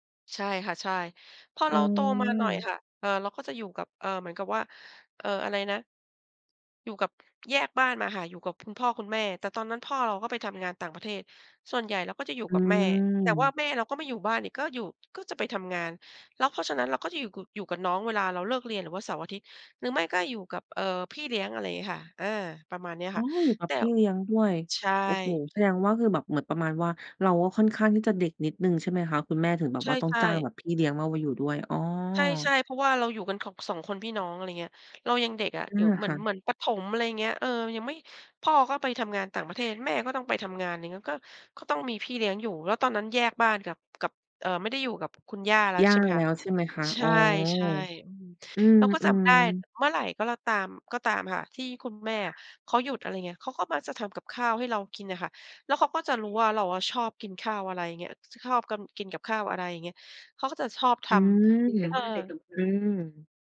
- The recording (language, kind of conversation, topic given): Thai, podcast, เล่าความทรงจำเล็กๆ ในบ้านที่ทำให้คุณยิ้มได้หน่อย?
- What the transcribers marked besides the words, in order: background speech